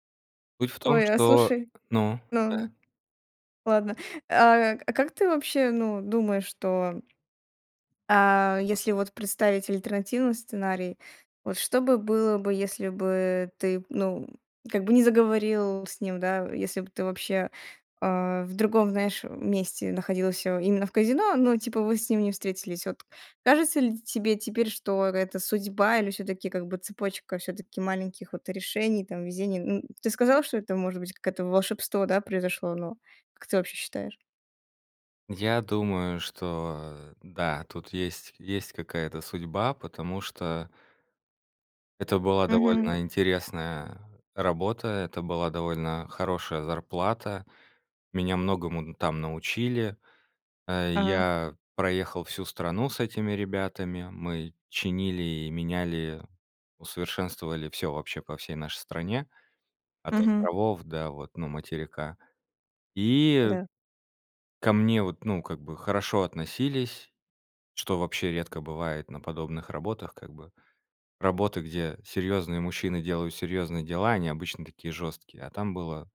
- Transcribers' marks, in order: tapping
- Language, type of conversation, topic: Russian, podcast, Какая случайная встреча перевернула твою жизнь?